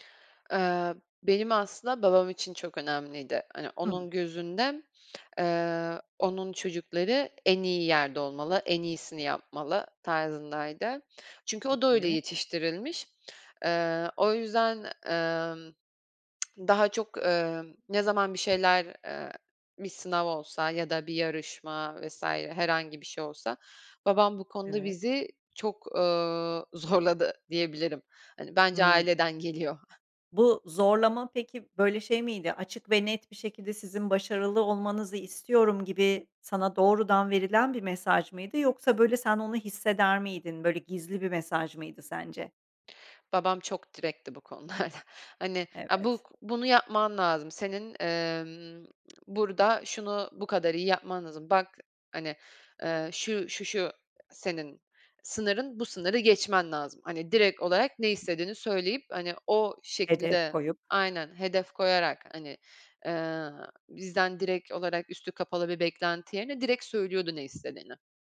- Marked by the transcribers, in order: tsk; laughing while speaking: "zorladı"; giggle; laughing while speaking: "konularda"; tsk; other background noise; tapping
- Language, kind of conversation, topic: Turkish, podcast, Senin için mutlu olmak mı yoksa başarılı olmak mı daha önemli?